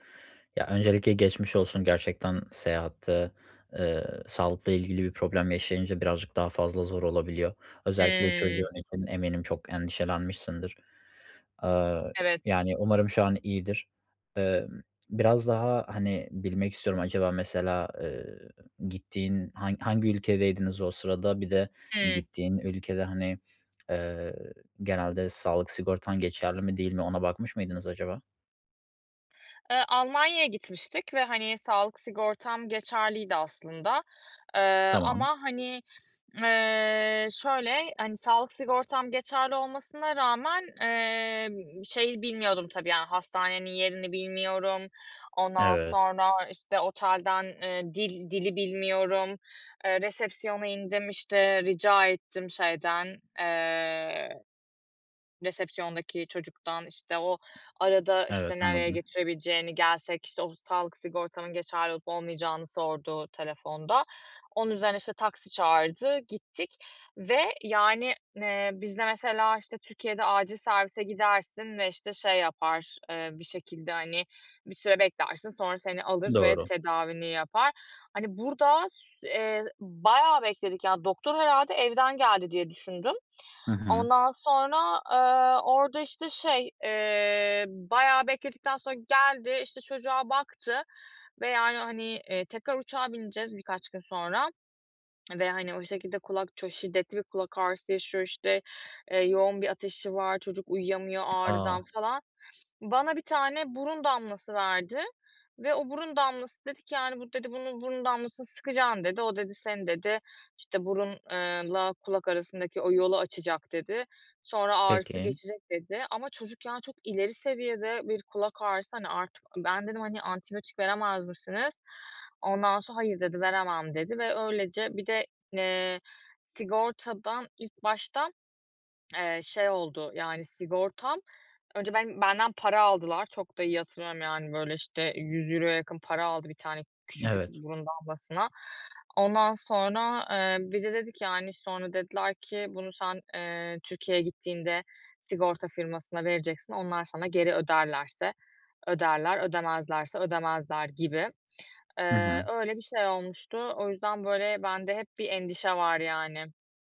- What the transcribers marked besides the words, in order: other background noise; tapping; sniff
- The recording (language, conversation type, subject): Turkish, advice, Seyahat sırasında beklenmedik durumlara karşı nasıl hazırlık yapabilirim?